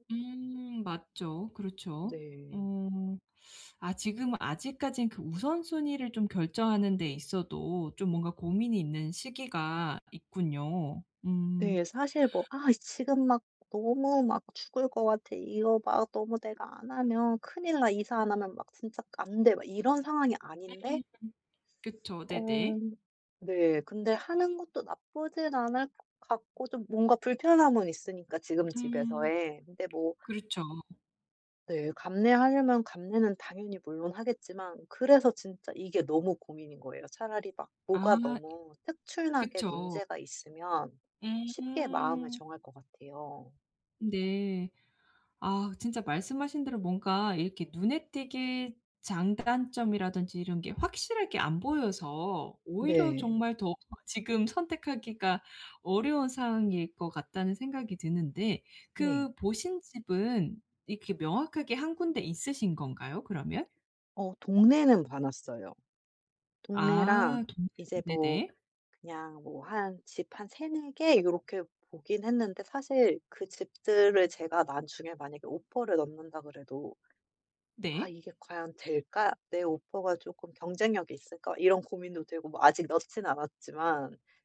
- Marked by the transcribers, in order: other background noise; tapping
- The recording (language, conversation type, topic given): Korean, advice, 이사할지 말지 어떻게 결정하면 좋을까요?